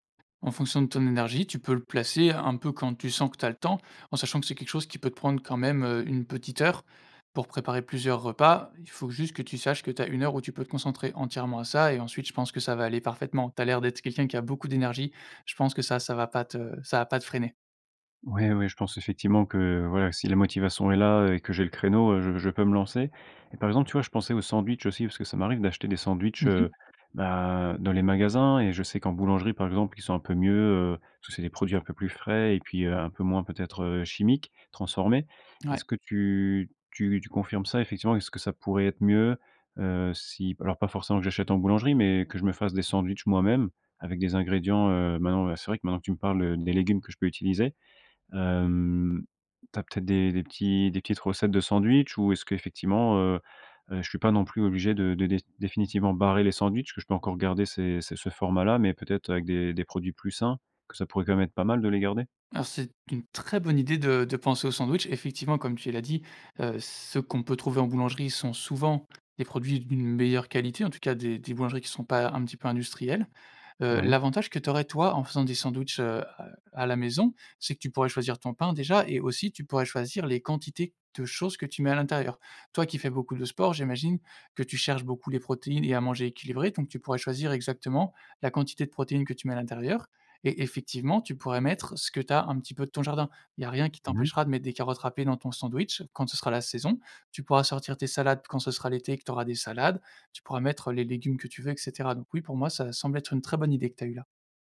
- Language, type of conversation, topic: French, advice, Comment puis-je manger sainement malgré un emploi du temps surchargé et des repas pris sur le pouce ?
- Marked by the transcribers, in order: other background noise; tapping; stressed: "très"